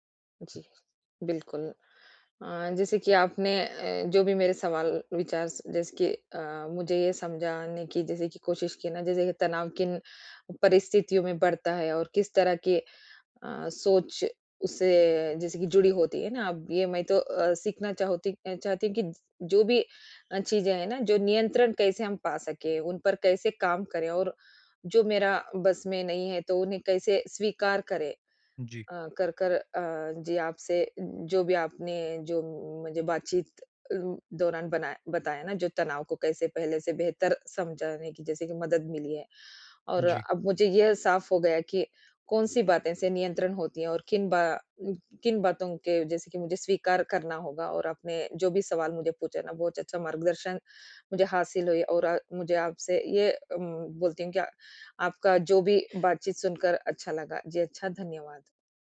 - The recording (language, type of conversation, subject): Hindi, advice, मैं कैसे पहचानूँ कि कौन-सा तनाव मेरे नियंत्रण में है और कौन-सा नहीं?
- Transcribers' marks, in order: none